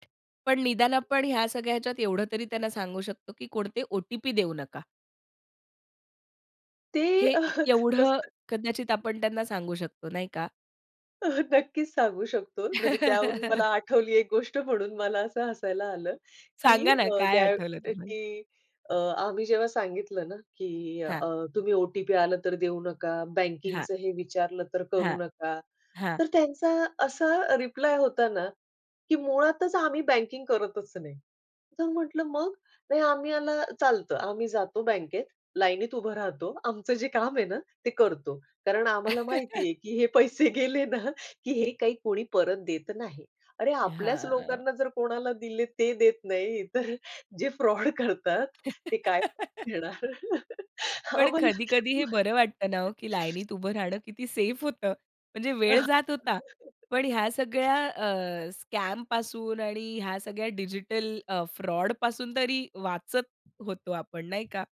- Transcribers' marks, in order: tapping; laughing while speaking: "अह"; laugh; other noise; chuckle; laughing while speaking: "हे पैसे गेले ना की"; drawn out: "हां"; laugh; laughing while speaking: "जे फ्रॉड करतात ते काय देणार?"; chuckle; in English: "स्कॅमपासून"
- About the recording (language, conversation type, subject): Marathi, podcast, डिजिटल सुरक्षा आणि गोपनीयतेबद्दल तुम्ही किती जागरूक आहात?